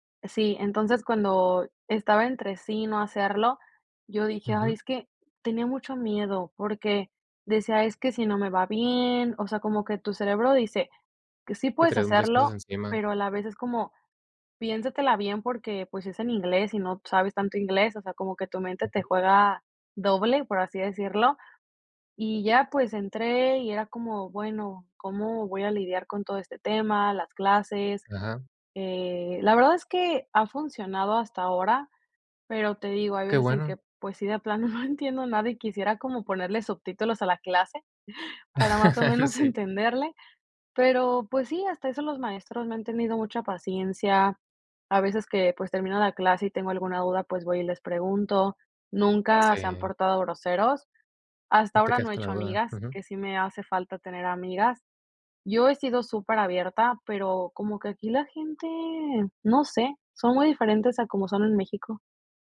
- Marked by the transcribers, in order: laughing while speaking: "no entiendo"; laugh; laughing while speaking: "entenderle"; other background noise
- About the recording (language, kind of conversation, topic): Spanish, podcast, ¿Qué consejo práctico darías para empezar de cero?